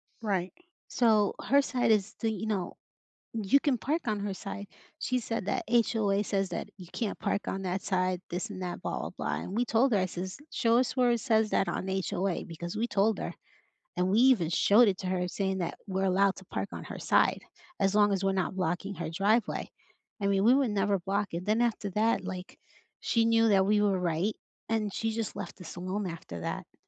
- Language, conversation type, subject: English, unstructured, How can neighbors support each other in tough times?
- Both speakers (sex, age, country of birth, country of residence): female, 45-49, United States, United States; female, 50-54, United States, United States
- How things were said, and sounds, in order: other background noise